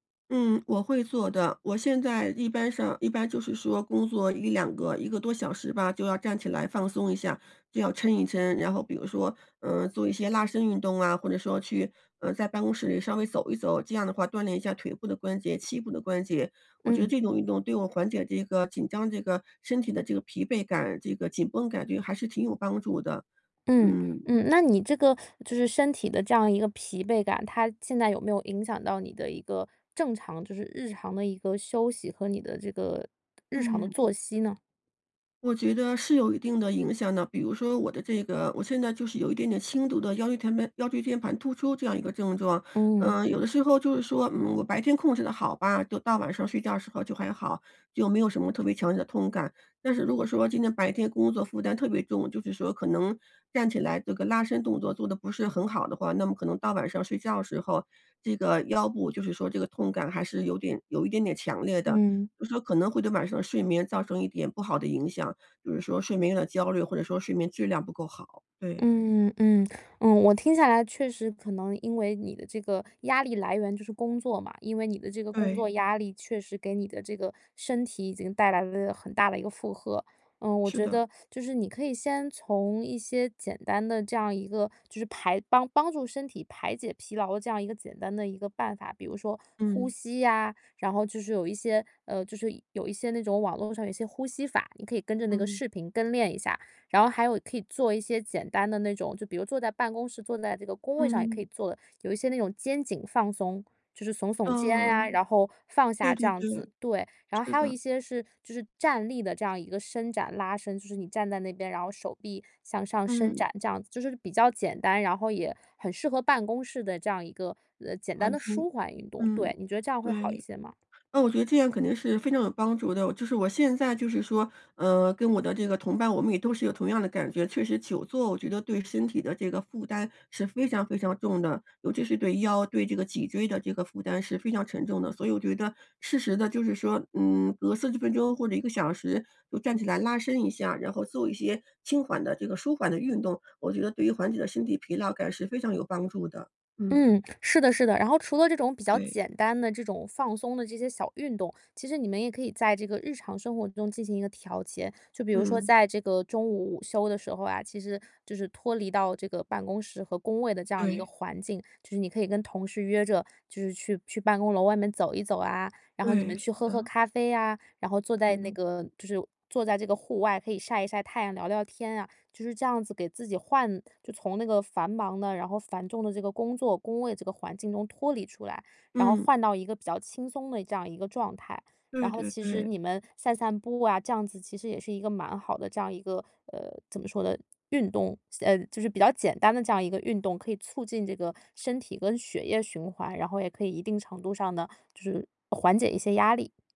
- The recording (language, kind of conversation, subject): Chinese, advice, 我怎样才能马上减轻身体的紧张感？
- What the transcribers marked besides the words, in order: other background noise; "间盘" said as "甜盘"